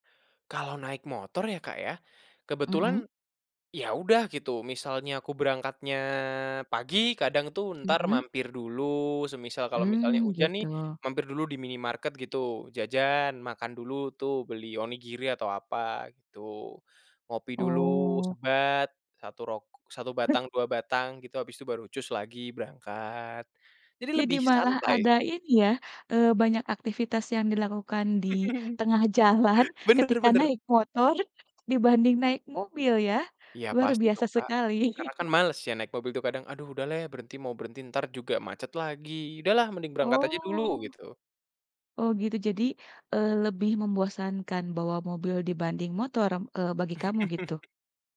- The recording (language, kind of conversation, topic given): Indonesian, podcast, Bagaimana musim hujan mengubah kehidupan sehari-harimu?
- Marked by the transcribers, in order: chuckle; other background noise; tapping; chuckle; chuckle